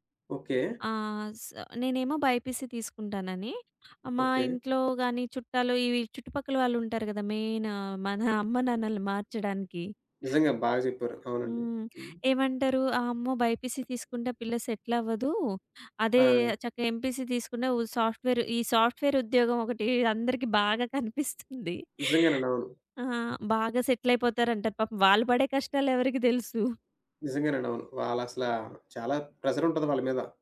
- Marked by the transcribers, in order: in English: "బైపీసీ"; other background noise; in English: "మెయిన్"; chuckle; in English: "బైపీసీ"; in English: "సెటిల్"; in English: "ఎంపీసీ"; in English: "సాఫ్ట్‌వేర్"; in English: "సాఫ్ట్‌వేర్"; gasp; in English: "సెటిల్"; in English: "ప్రెషర్"
- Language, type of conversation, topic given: Telugu, podcast, మీ పనిపై మీరు గర్వపడేలా చేసిన ఒక సందర్భాన్ని చెప్పగలరా?